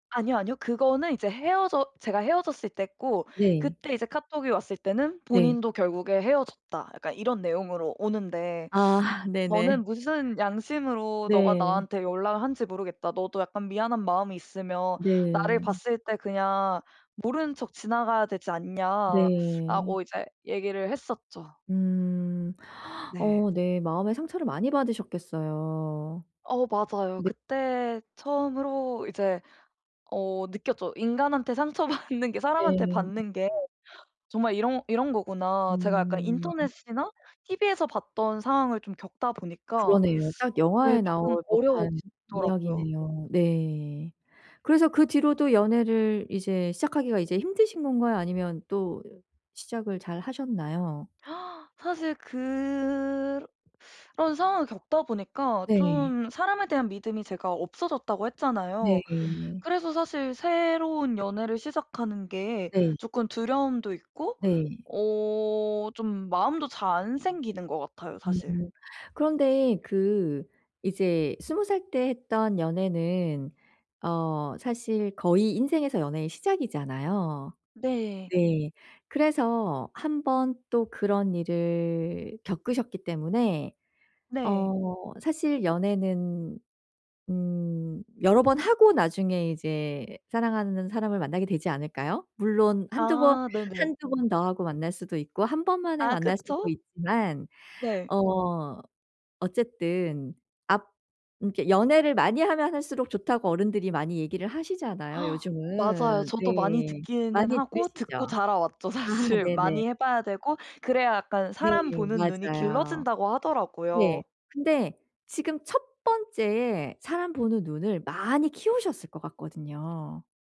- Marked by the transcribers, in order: teeth sucking; teeth sucking; laughing while speaking: "상처받는 게"; teeth sucking; gasp; teeth sucking; other background noise; tapping; gasp; laughing while speaking: "사실"
- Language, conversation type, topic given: Korean, advice, 과거의 상처 때문에 새로운 연애가 두려운데, 어떻게 시작하면 좋을까요?